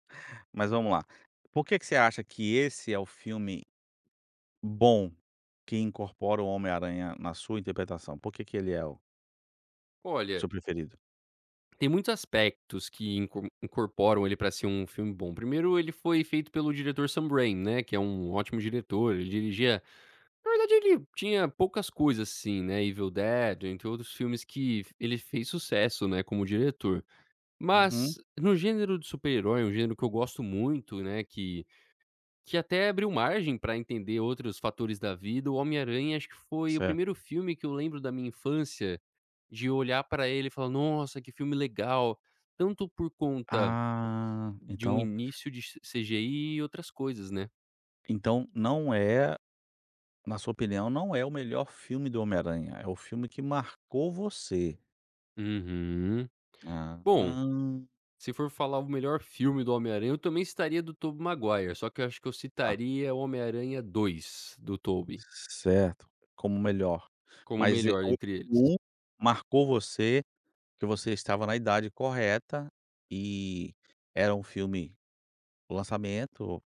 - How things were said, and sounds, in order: none
- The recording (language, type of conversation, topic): Portuguese, podcast, Me conta sobre um filme que marcou sua vida?